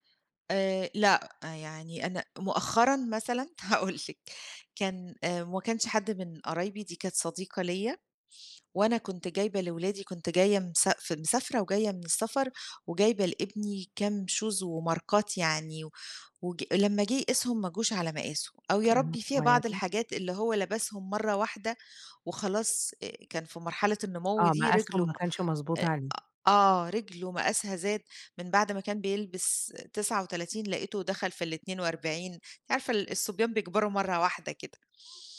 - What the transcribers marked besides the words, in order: laughing while speaking: "هاقول لِك"; in English: "shoes"; tapping
- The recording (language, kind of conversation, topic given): Arabic, podcast, إزاي بتتخلّص من الهدوم أو الحاجات اللي ما بقيتش بتستخدمها؟